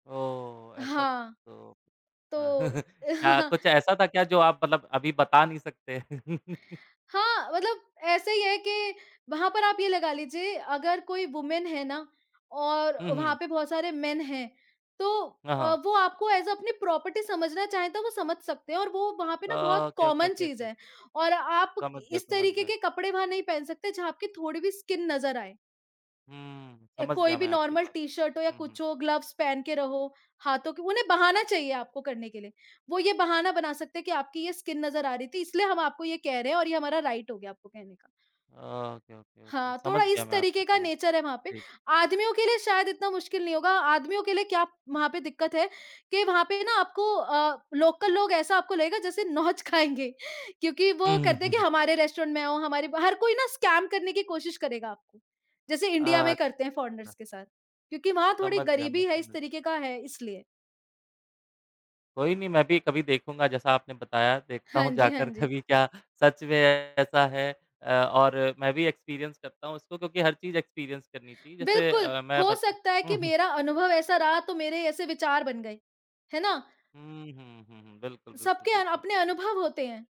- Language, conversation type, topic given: Hindi, unstructured, क्या यात्रा आपके लिए आराम का जरिया है या रोमांच का?
- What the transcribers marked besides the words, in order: chuckle; chuckle; chuckle; in English: "वुमन"; in English: "मेन"; in English: "एज़ अ"; in English: "प्रॉपर्टी"; in English: "ओके, ओके, ओके, ओके"; in English: "कॉमन"; in English: "स्किन"; in English: "नॉर्मल"; in English: "ग्लव्स"; in English: "स्किन"; in English: "राइट"; in English: "ओके, ओके, ओके"; in English: "नेचर"; laughing while speaking: "नोच खाएँगे"; in English: "रेस्टोरेंट"; in English: "स्कैम"; in English: "फॉरेनर्स"; other noise; laughing while speaking: "कभी क्या"; in English: "एक्सपीरियंस"; in English: "एक्सपीरियंस"